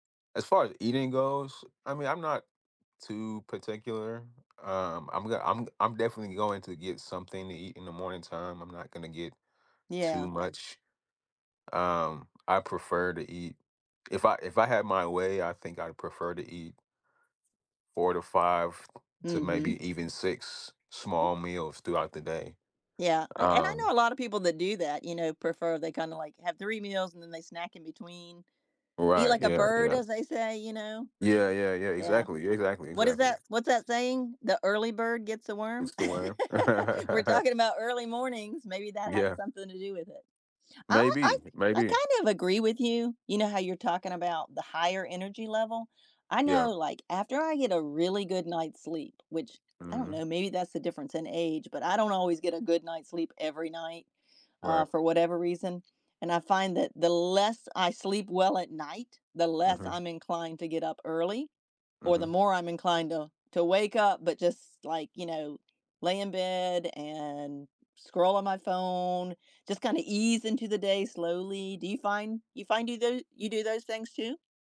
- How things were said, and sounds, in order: other noise; laugh; laughing while speaking: "Yeah"; other background noise; stressed: "ease"
- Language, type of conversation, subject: English, unstructured, How do your daily routines change depending on whether you prefer mornings or nights?
- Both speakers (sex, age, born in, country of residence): female, 60-64, United States, United States; male, 30-34, United States, United States